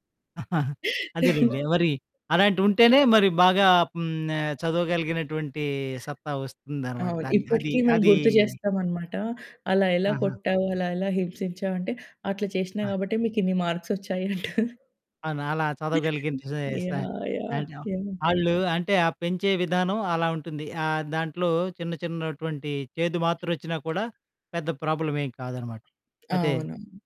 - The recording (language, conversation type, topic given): Telugu, podcast, తల్లిదండ్రులతో గొడవ తర్వాత మీరు మళ్లీ వాళ్లకు దగ్గరగా ఎలా అయ్యారు?
- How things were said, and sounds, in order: chuckle; dog barking; other background noise; chuckle